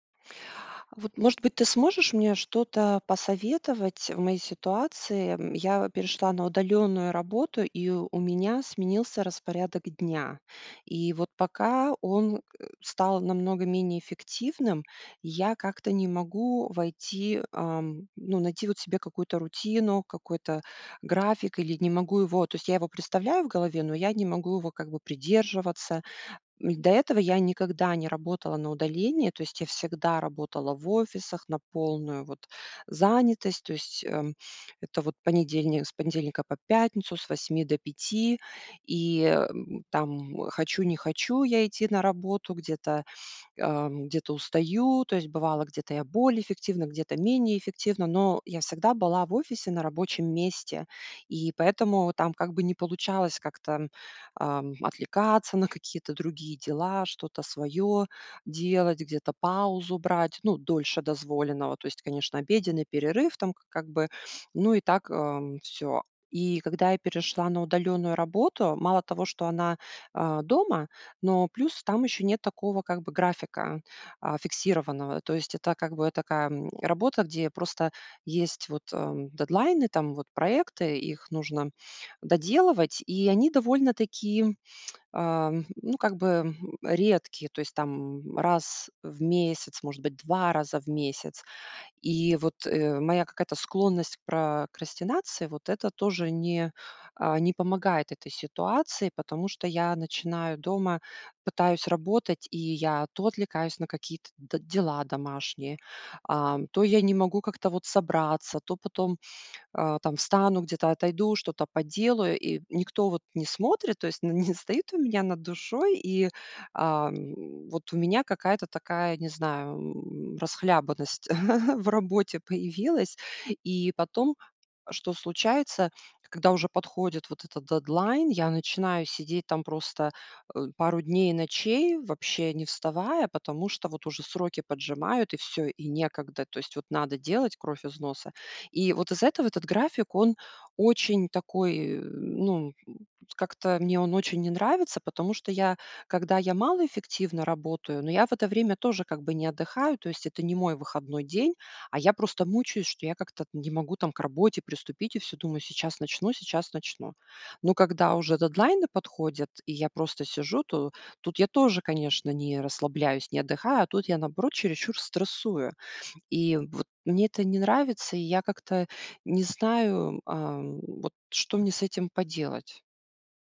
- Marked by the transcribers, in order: tsk; laughing while speaking: "не стоит"; chuckle; tapping
- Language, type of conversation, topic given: Russian, advice, Как прошёл ваш переход на удалённую работу и как изменился ваш распорядок дня?